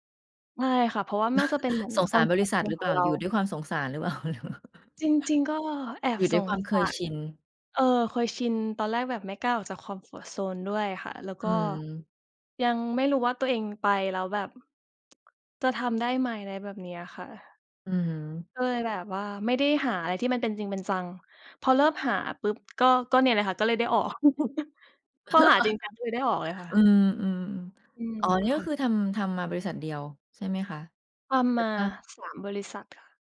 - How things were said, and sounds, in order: chuckle; in English: "คอมฟอร์ตโซน"; chuckle; in English: "คอมฟอร์ตโซน"; tsk; giggle; laugh
- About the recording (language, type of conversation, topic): Thai, unstructured, คุณอยากเห็นตัวเองในอีก 5 ปีข้างหน้าเป็นอย่างไร?